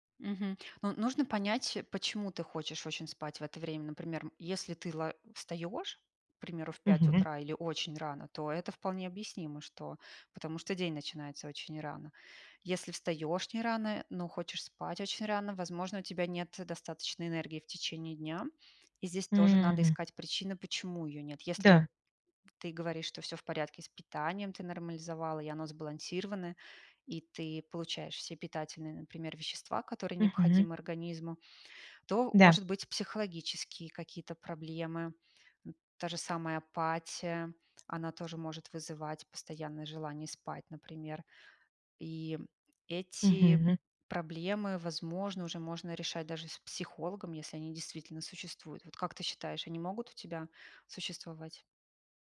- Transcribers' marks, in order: tapping; other background noise
- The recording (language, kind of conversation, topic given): Russian, advice, Как перестать чувствовать вину за пропуски тренировок из-за усталости?